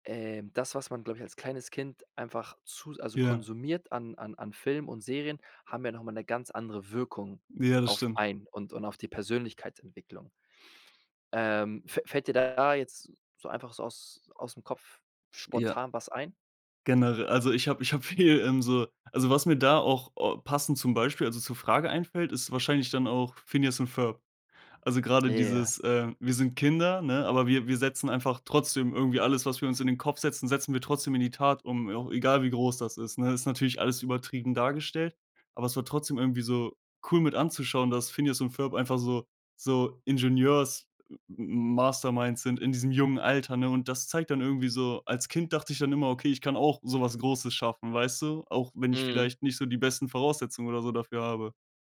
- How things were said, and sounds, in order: other background noise; laughing while speaking: "viel"; other noise
- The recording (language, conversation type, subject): German, podcast, Wie haben dich Filme persönlich am meisten verändert?